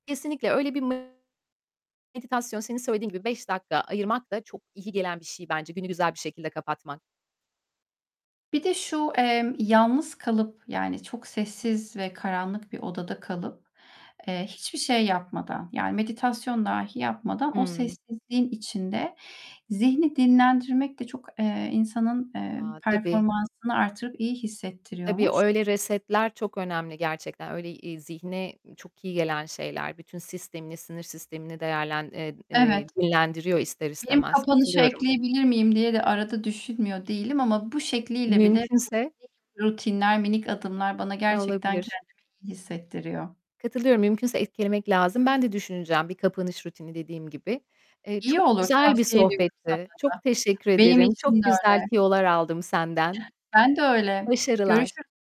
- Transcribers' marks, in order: distorted speech; tapping; other background noise; in English: "resetler"; static; unintelligible speech
- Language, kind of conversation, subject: Turkish, unstructured, Zor zamanlarda motivasyonunu nasıl korursun?